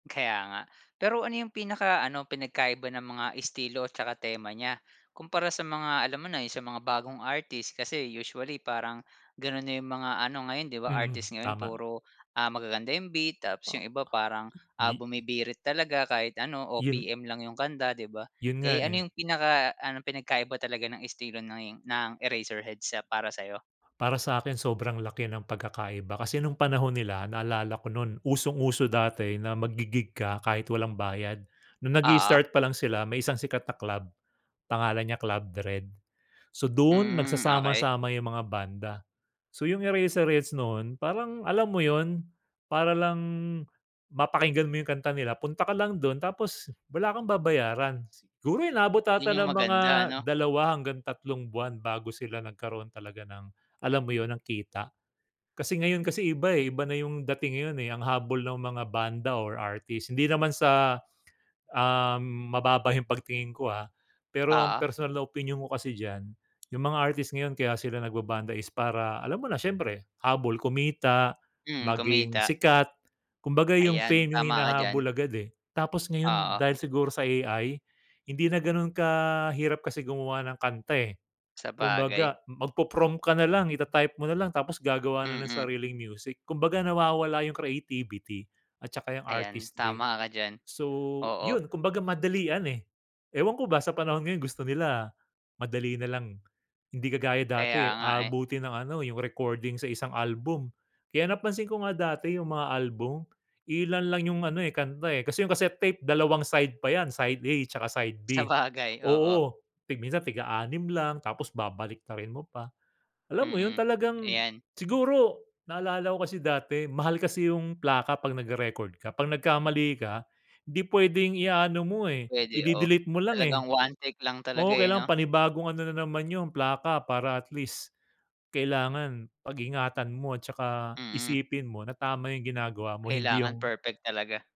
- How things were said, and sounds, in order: unintelligible speech; laughing while speaking: "Sabagay"
- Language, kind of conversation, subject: Filipino, podcast, Mayroon ka bang lokal na alagad ng sining na gusto mong ipakilala?